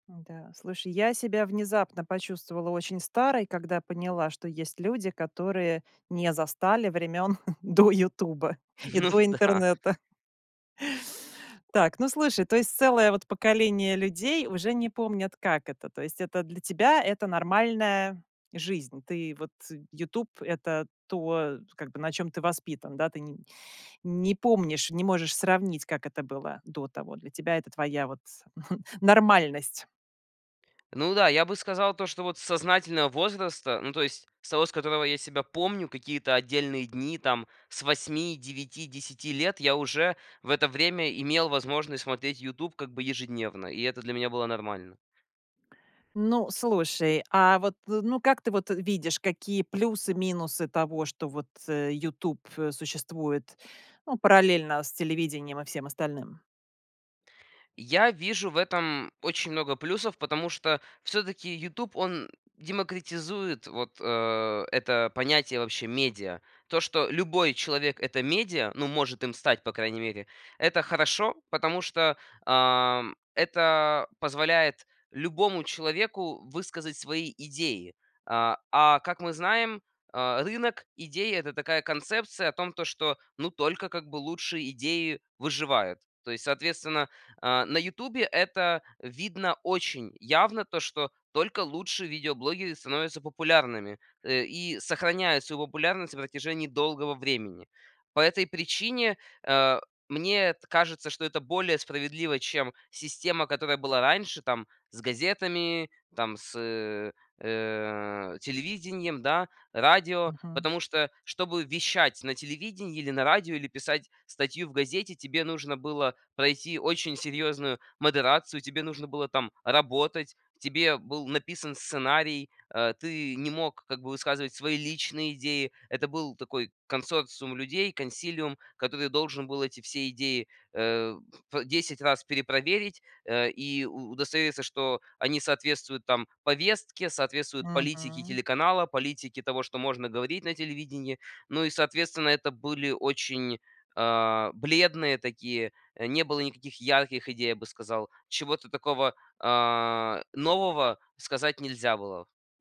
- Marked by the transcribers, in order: chuckle; laughing while speaking: "Ну да"; chuckle; other background noise; tapping
- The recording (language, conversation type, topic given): Russian, podcast, Как YouTube изменил наше восприятие медиа?